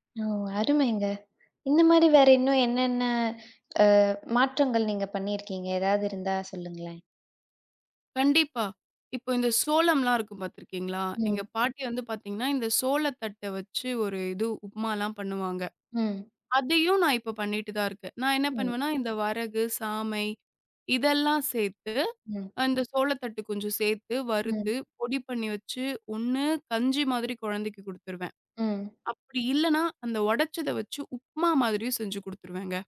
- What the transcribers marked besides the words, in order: other background noise; tapping
- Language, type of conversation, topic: Tamil, podcast, பாரம்பரிய சமையல் குறிப்புகளை வீட்டில் எப்படி மாற்றி அமைக்கிறீர்கள்?